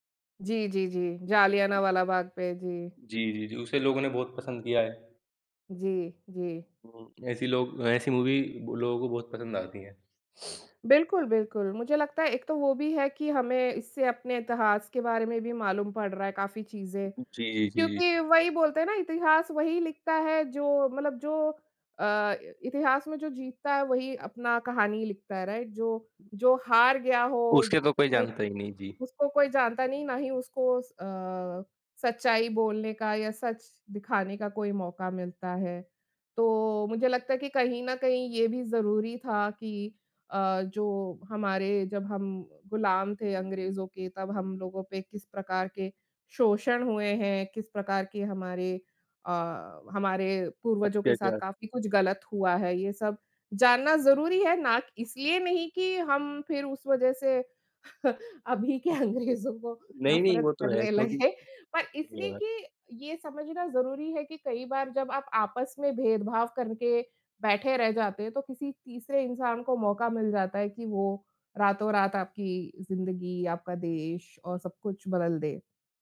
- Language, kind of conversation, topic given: Hindi, unstructured, क्या फिल्म के किरदारों का विकास कहानी को बेहतर बनाता है?
- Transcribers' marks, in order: other background noise; "जलियाँवाला" said as "जालियानवाला"; in English: "मूवी"; sniff; other noise; in English: "राइट?"; chuckle; laughing while speaking: "अभी के अंग्रेज़ों को नफ़रत करने लगे"